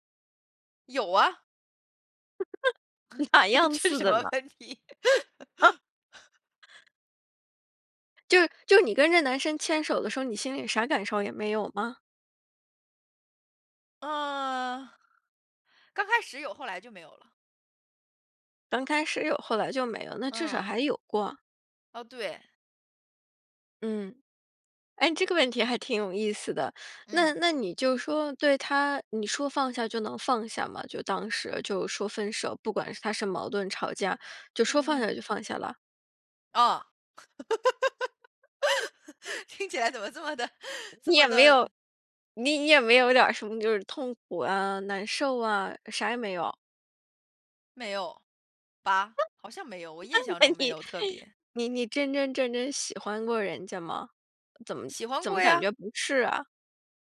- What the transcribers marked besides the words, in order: laugh; laughing while speaking: "哪样似的呢？"; laugh; laughing while speaking: "这是什么问题？"; laugh; laugh; laughing while speaking: "听起来怎么这么的"; other background noise; laughing while speaking: "那 那你"
- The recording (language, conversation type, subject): Chinese, podcast, 有什么歌会让你想起第一次恋爱？